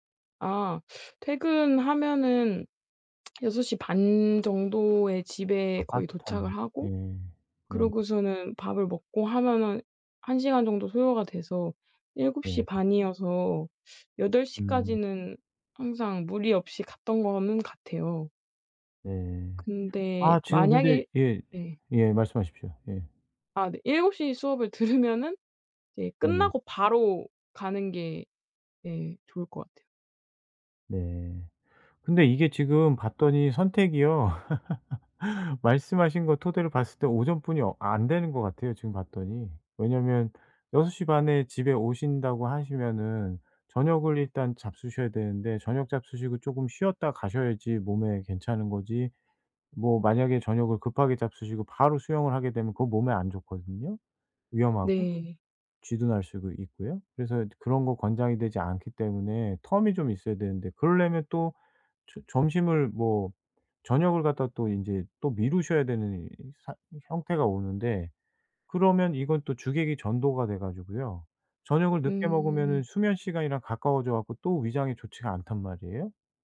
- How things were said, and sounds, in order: other background noise; laughing while speaking: "들으면은"; laugh
- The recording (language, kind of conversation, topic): Korean, advice, 바쁜 일정 속에서 취미 시간을 어떻게 확보할 수 있을까요?